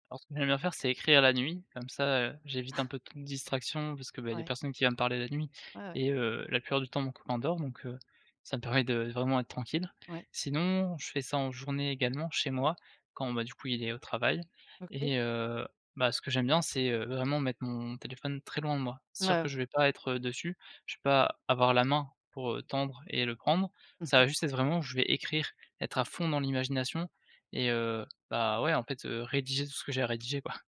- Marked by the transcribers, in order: none
- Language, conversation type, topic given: French, podcast, Comment protèges-tu ton temps créatif des distractions ?